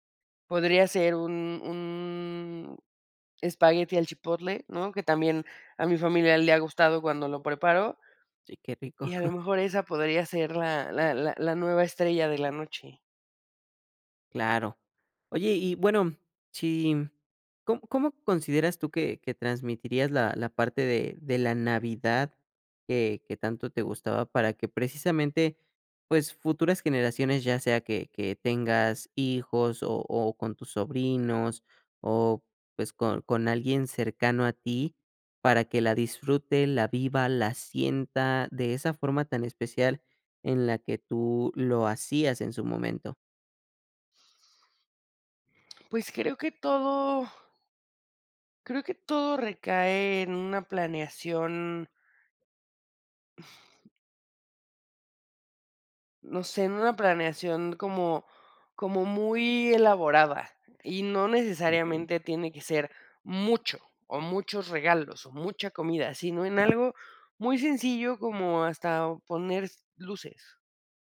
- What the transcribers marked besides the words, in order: chuckle; other background noise; exhale; tapping
- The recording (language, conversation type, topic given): Spanish, podcast, ¿Qué platillo te trae recuerdos de celebraciones pasadas?